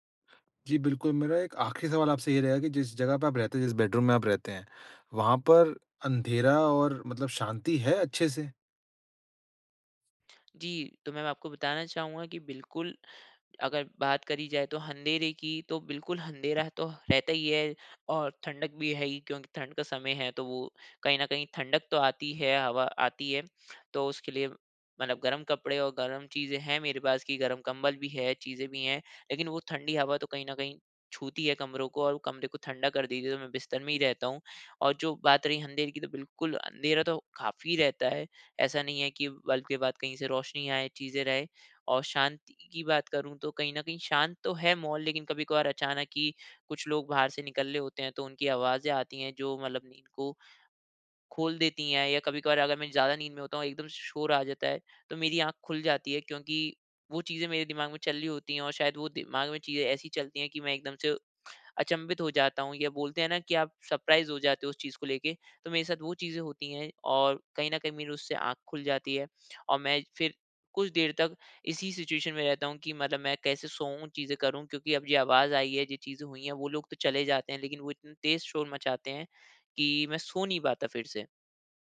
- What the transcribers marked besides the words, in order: in English: "बेडरूम"; tongue click; "अँधेरे" said as "हँधेरे"; "अँधेरा" said as "हँधेरा"; "अँधेरे" said as "हँधेरे"; in English: "सरप्राइज़"; in English: "सिचुएशन"
- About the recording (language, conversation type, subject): Hindi, advice, मैं अपने अनियमित नींद चक्र को कैसे स्थिर करूँ?